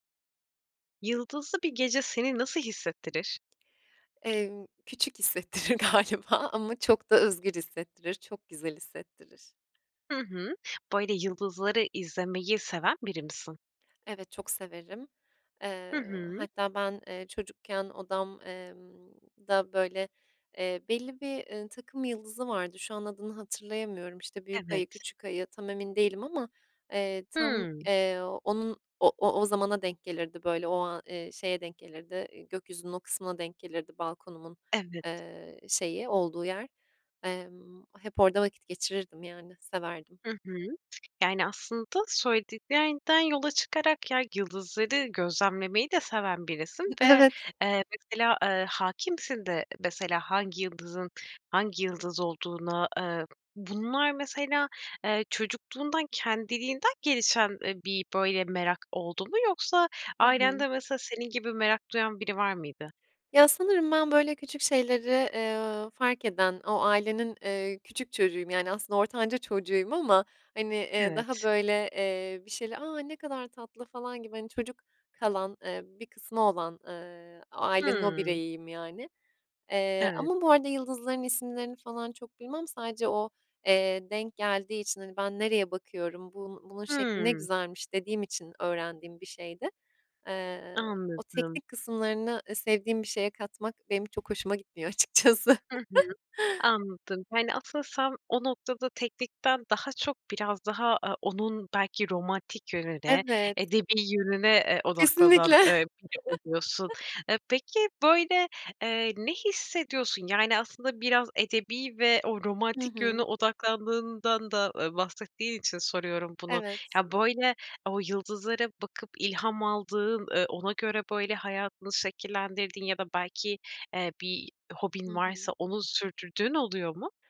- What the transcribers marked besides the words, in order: laughing while speaking: "galiba"; tapping; other background noise; other noise; laughing while speaking: "açıkçası"; chuckle; laughing while speaking: "Kesinlikle"; chuckle
- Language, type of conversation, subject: Turkish, podcast, Yıldızlı bir gece seni nasıl hissettirir?